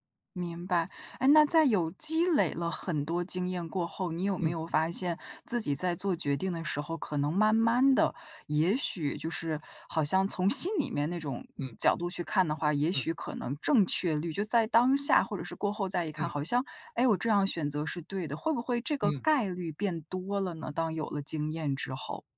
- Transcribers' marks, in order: none
- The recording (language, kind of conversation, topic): Chinese, podcast, 你如何判断什么时候该放弃，什么时候该坚持？